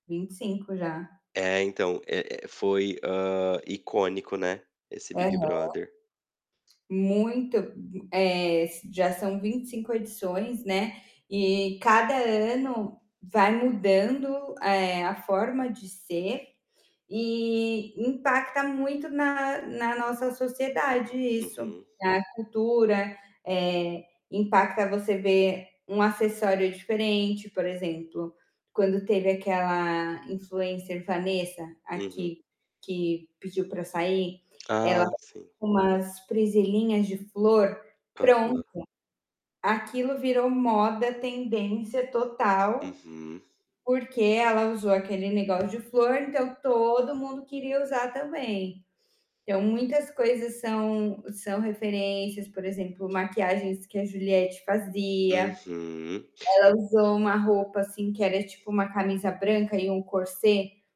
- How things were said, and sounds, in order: distorted speech; tapping; unintelligible speech; static; in French: "corset"
- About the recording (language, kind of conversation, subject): Portuguese, unstructured, Qual é o impacto dos programas de realidade na cultura popular?